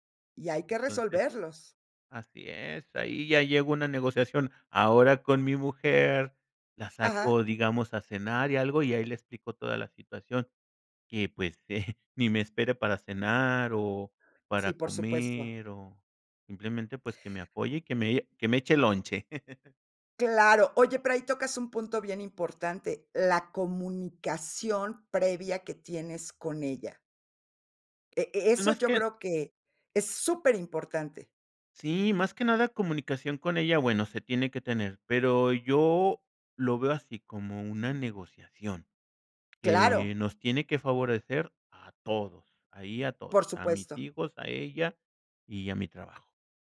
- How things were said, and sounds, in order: laughing while speaking: "eh"; laugh
- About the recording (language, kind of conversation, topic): Spanish, podcast, ¿Qué te lleva a priorizar a tu familia sobre el trabajo, o al revés?